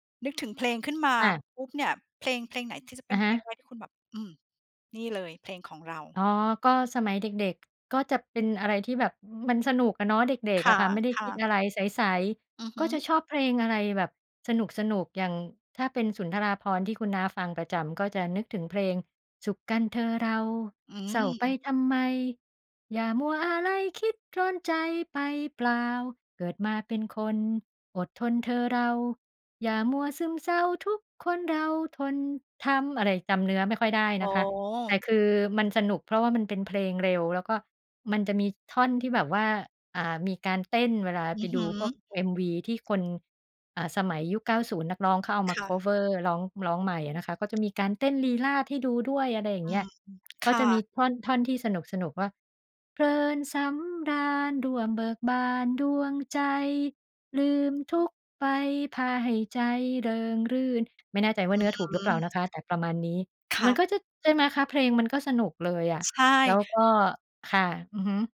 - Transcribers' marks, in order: other noise; singing: "สุขกันเธอเรา เศร้าไปทำไม อย่ามัวอาลัย คิ … วซึมเซา ทุกคนเราทนทำ"; tapping; in English: "คัฟเวอร์"; singing: "เพลินสำราญ ร่วมเบิกบานดวงใจ ลืมทุกข์ไป พาให้ใจเริงรื่น"; other background noise
- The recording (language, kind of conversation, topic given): Thai, podcast, เพลงไหนที่ทำให้คุณนึกถึงบ้านหรือความทรงจำวัยเด็ก?